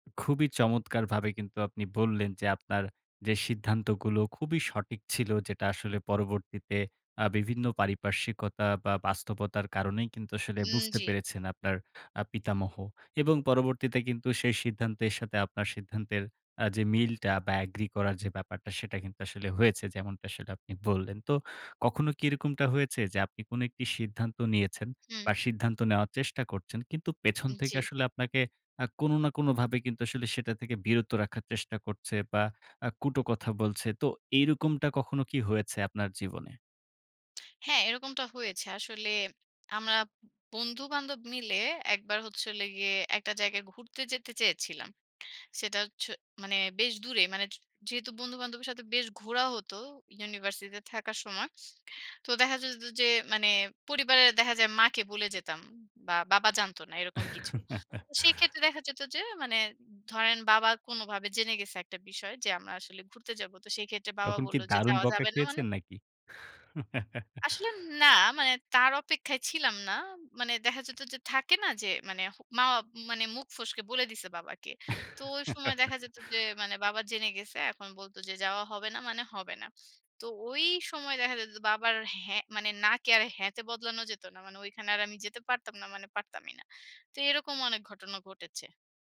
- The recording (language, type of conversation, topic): Bengali, podcast, জীবনে আপনি সবচেয়ে সাহসী সিদ্ধান্তটি কী নিয়েছিলেন?
- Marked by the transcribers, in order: tapping; other background noise; in English: "agree"; chuckle; chuckle; chuckle